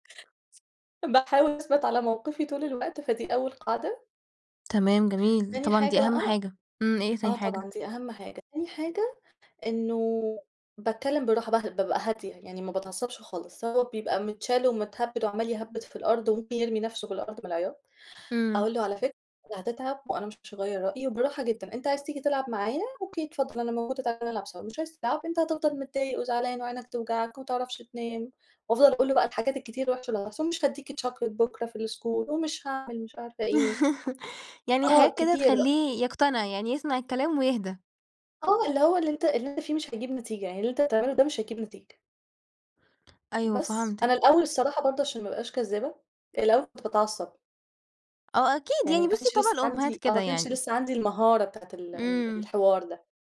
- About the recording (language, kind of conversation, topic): Arabic, podcast, إزاي بتحطوا حدود لوقت استخدام الشاشات؟
- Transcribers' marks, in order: other background noise; in English: "chocolate"; in English: "الschool"; laugh